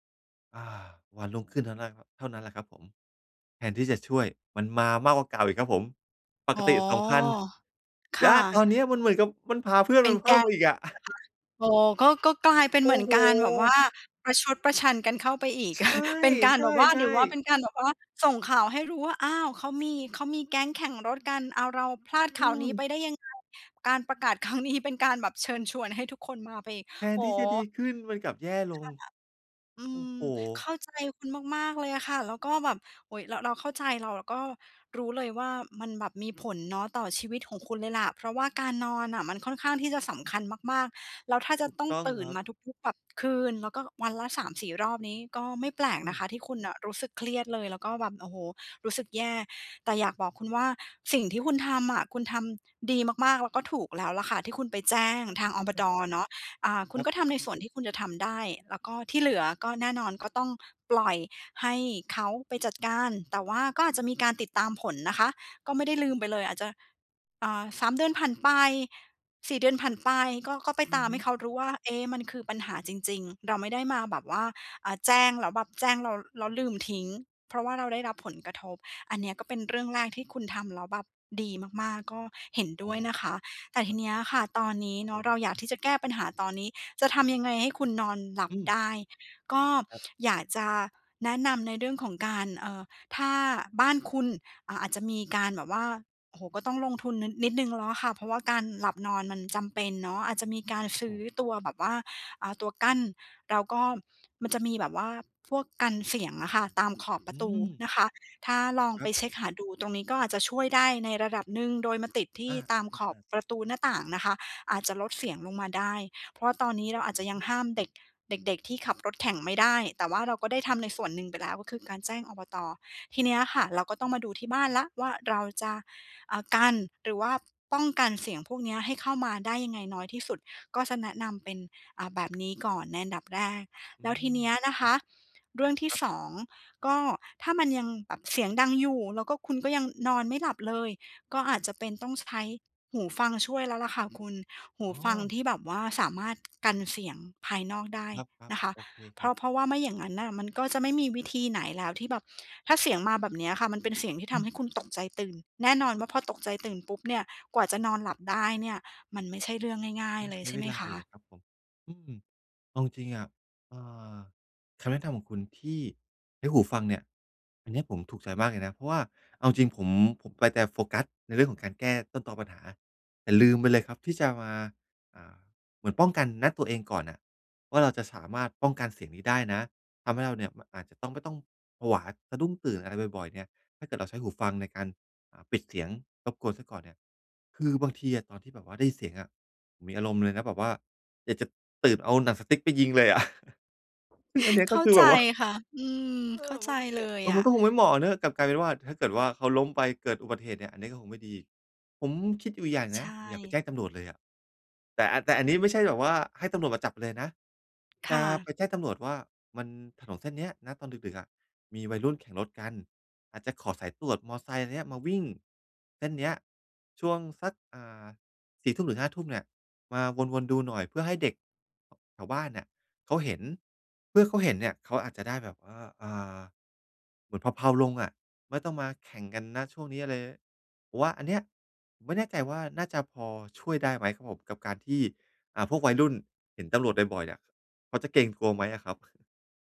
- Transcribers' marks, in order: laugh; chuckle; unintelligible speech; "อบต" said as "อบด"; laugh; gasp; tapping; chuckle
- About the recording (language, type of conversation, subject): Thai, advice, ทำอย่างไรให้ผ่อนคลายได้เมื่อพักอยู่บ้านแต่ยังรู้สึกเครียด?